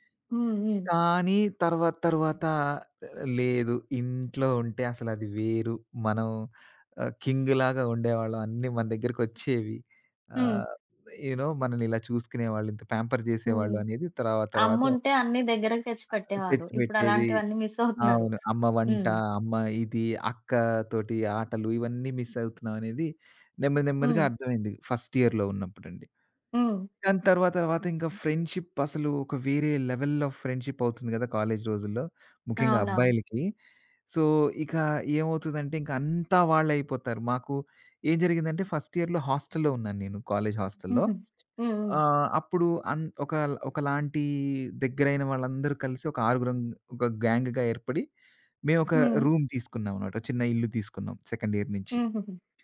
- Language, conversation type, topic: Telugu, podcast, మీరు ఇంటి నుంచి బయటకు వచ్చి స్వతంత్రంగా జీవించడం మొదలు పెట్టినప్పుడు మీకు ఎలా అనిపించింది?
- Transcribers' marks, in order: in English: "కింగ్‌లాగా"; in English: "యు నో"; in English: "ప్యాంపర్"; in English: "మిస్"; in English: "మిస్"; in English: "ఫస్ట్ ఇయర్‌లో"; in English: "ఫ్రెండ్‌షిప్"; in English: "లెవెల్ ఆఫ్ ఫ్రెండ్‌షిప్"; in English: "సో"; in English: "ఫస్ట్ ఇయర్‌లో"; other background noise; in English: "గ్యాంగ్‌గా"; in English: "రూమ్"; in English: "సెకండ్ ఇయర్"